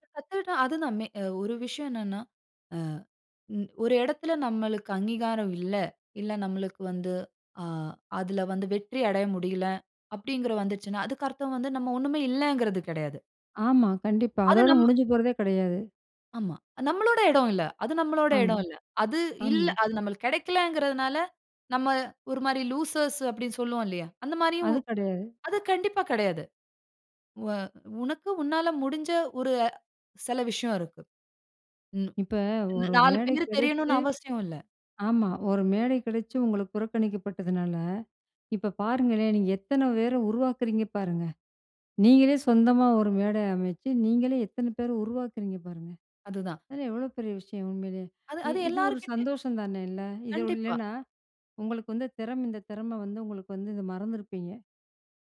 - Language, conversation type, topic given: Tamil, podcast, ஒரு மிகப் பெரிய தோல்வியிலிருந்து நீங்கள் கற்றுக்கொண்ட மிக முக்கியமான பாடம் என்ன?
- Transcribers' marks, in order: in English: "லூசர்ஸ்"